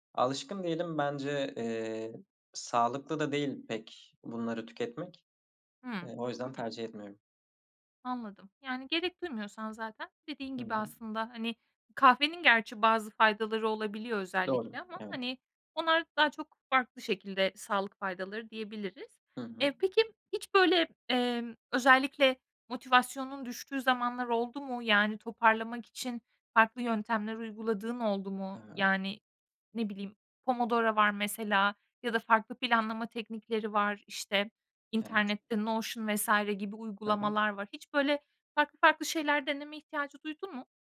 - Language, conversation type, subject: Turkish, podcast, Evde odaklanmak için ortamı nasıl hazırlarsın?
- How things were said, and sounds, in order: none